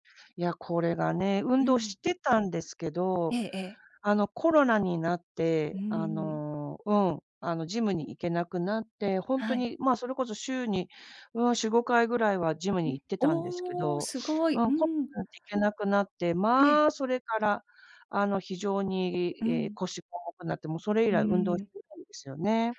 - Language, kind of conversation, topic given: Japanese, unstructured, 運動をすると気分はどのように変わりますか？
- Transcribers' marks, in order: unintelligible speech; unintelligible speech